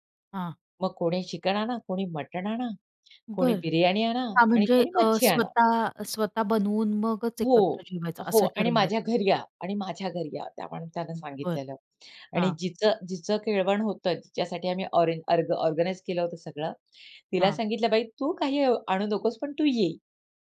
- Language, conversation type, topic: Marathi, podcast, एकत्र जेवण किंवा पोटलकमध्ये घडलेला कोणता मजेशीर किस्सा तुम्हाला आठवतो?
- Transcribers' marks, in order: in English: "ऑरेज अर्ग ऑर्गनाइज"